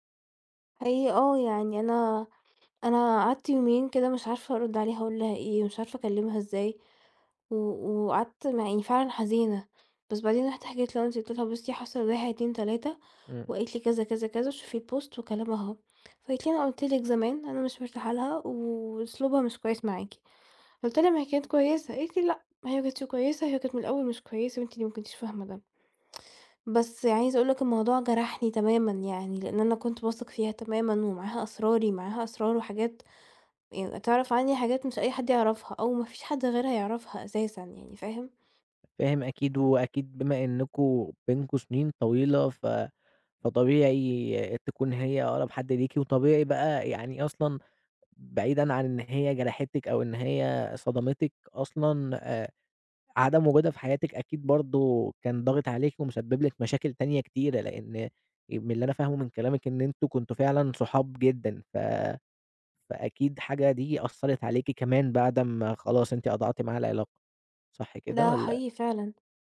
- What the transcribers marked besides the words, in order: in English: "الpost"; tapping; "قطعتِ" said as "قضعتِ"
- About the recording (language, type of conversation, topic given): Arabic, advice, ليه بقبل أدخل في علاقات مُتعبة تاني وتالت؟